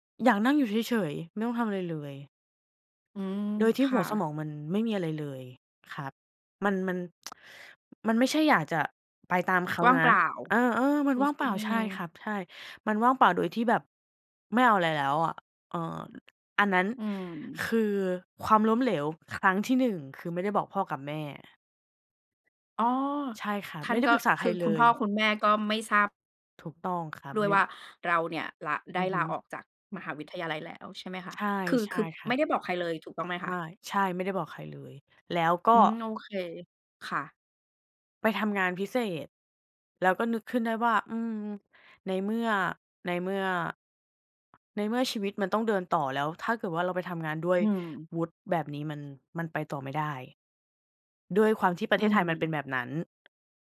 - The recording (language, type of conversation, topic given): Thai, podcast, คุณเคยล้มเหลวครั้งหนึ่งแล้วลุกขึ้นมาได้อย่างไร?
- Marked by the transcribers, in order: tsk